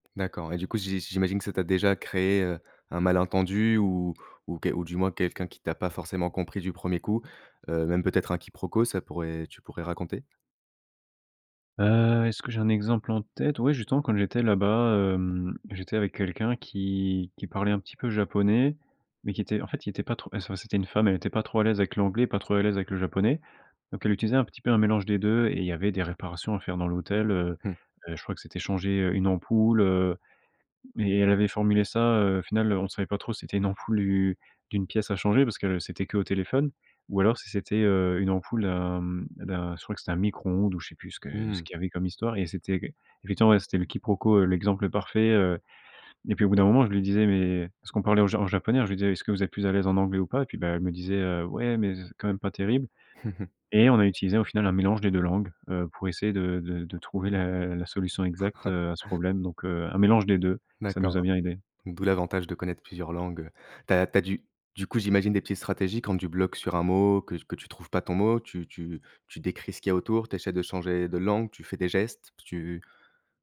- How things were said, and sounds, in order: other background noise; chuckle; chuckle; "essaies" said as "échaie"
- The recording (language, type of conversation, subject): French, podcast, Comment jongles-tu entre deux langues au quotidien ?